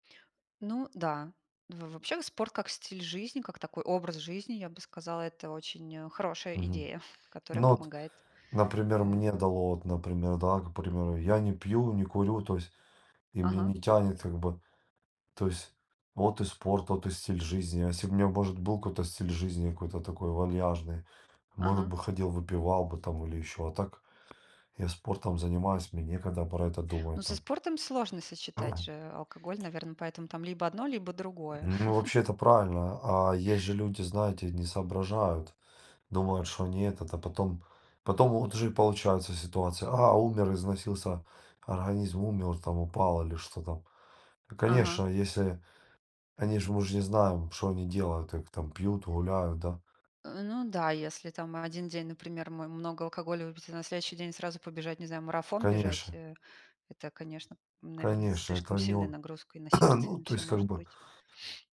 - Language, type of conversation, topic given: Russian, unstructured, Как вы относились к спорту в детстве и какие виды спорта вам нравились?
- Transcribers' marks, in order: tapping; throat clearing; other background noise; cough